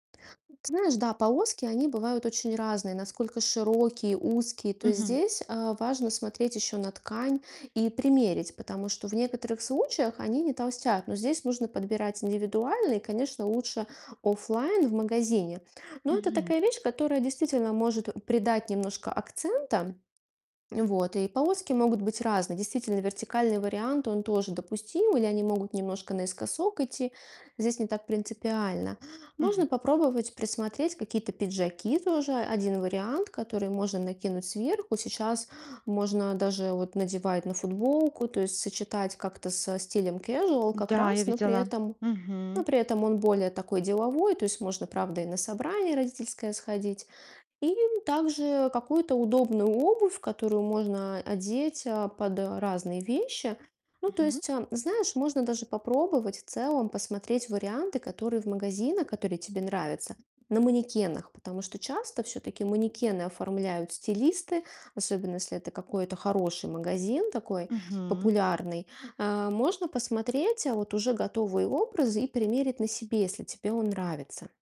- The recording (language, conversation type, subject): Russian, advice, Как мне подобрать одежду, которая подходит моему стилю и телосложению?
- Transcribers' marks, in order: distorted speech; in English: "casual"